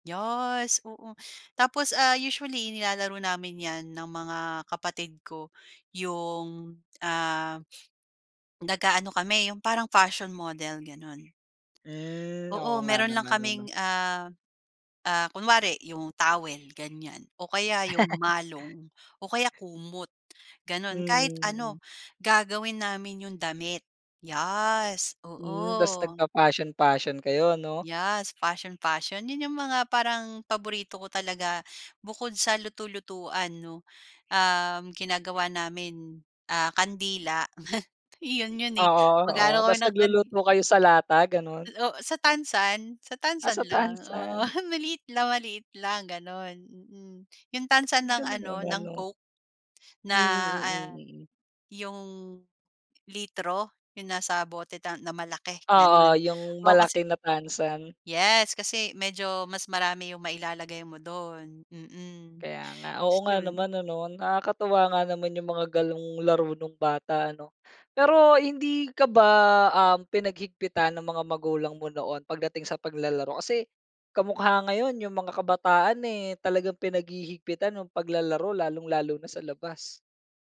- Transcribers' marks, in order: other background noise; tongue click; sniff; in English: "fashion model"; tapping; in English: "nagfa-fashion fashion"; laugh; joyful: "Oo, maliit lang maliit lang gano'n, mm"
- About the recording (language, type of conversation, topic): Filipino, podcast, Ano ang paborito mong laro noong bata ka?